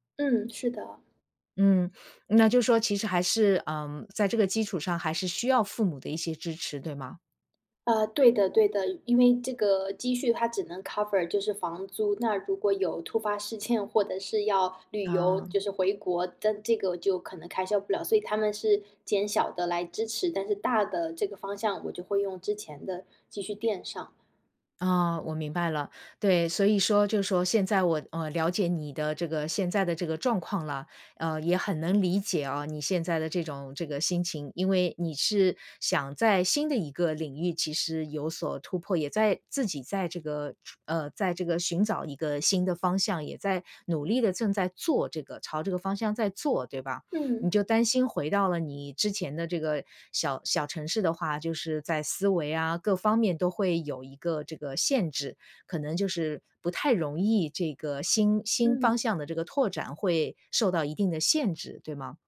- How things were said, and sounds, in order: in English: "cover"; other background noise
- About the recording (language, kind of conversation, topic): Chinese, advice, 在重大的决定上，我该听从别人的建议还是相信自己的内心声音？